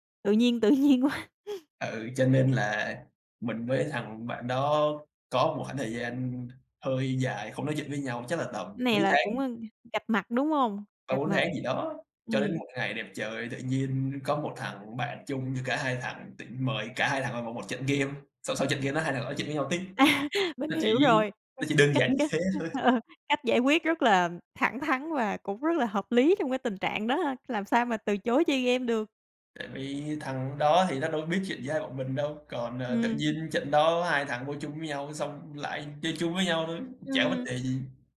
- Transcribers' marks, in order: laughing while speaking: "nhiên quá"; chuckle; tapping; other background noise; laughing while speaking: "À"; other noise; laughing while speaking: "ờ"
- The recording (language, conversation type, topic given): Vietnamese, podcast, Bạn có kỷ niệm nào về một tình bạn đặc biệt không?